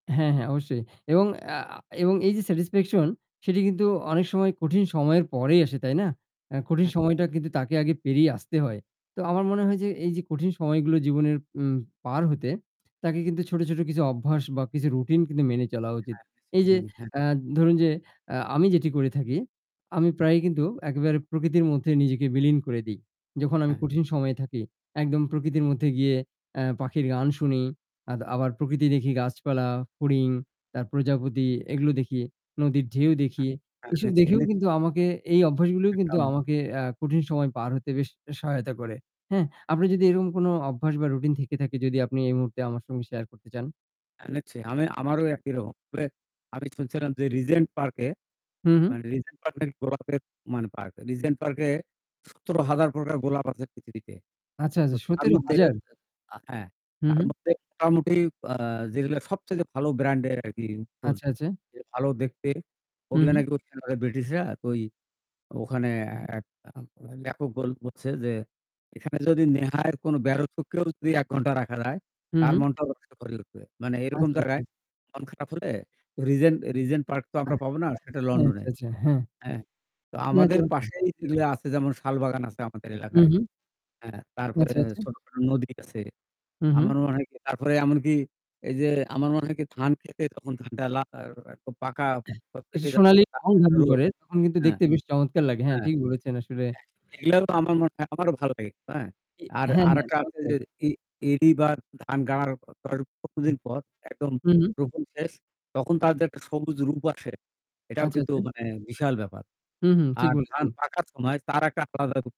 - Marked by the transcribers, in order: static; unintelligible speech; tapping; distorted speech; unintelligible speech; throat clearing; unintelligible speech; other background noise
- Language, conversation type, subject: Bengali, unstructured, কঠিন সময়ে তুমি কীভাবে নিজেকে সামলাও?
- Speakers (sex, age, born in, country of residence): male, 40-44, Bangladesh, Bangladesh; male, 60-64, Bangladesh, Bangladesh